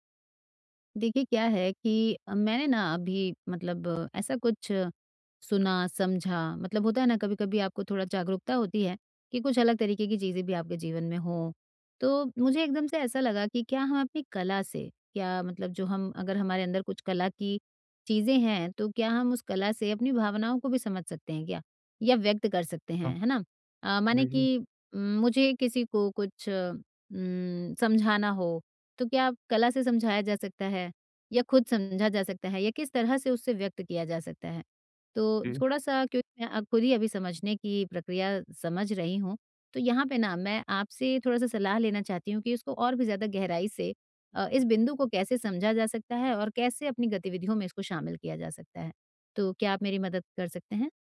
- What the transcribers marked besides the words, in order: tapping
- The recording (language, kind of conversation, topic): Hindi, advice, कला के ज़रिए मैं अपनी भावनाओं को कैसे समझ और व्यक्त कर सकता/सकती हूँ?